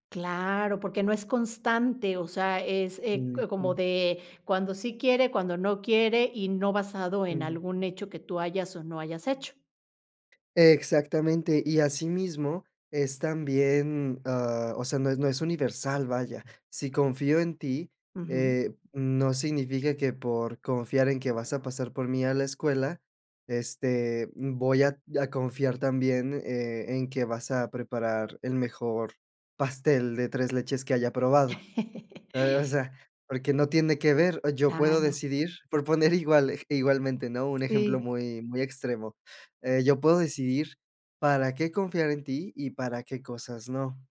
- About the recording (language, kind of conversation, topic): Spanish, podcast, ¿Cómo recuperas la confianza después de un tropiezo?
- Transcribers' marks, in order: tapping; chuckle